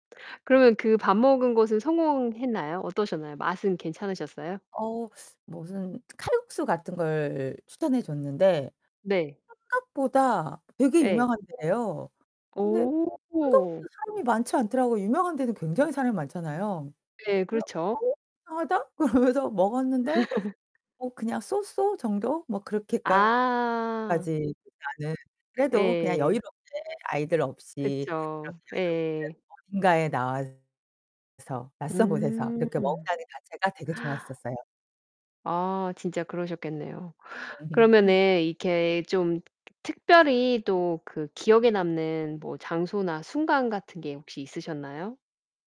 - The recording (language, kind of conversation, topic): Korean, podcast, 계획 없이 떠난 즉흥 여행 이야기를 들려주실 수 있나요?
- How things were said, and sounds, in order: other background noise; distorted speech; laughing while speaking: "그러면서"; laugh; tapping; in English: "So So"; static; gasp; laugh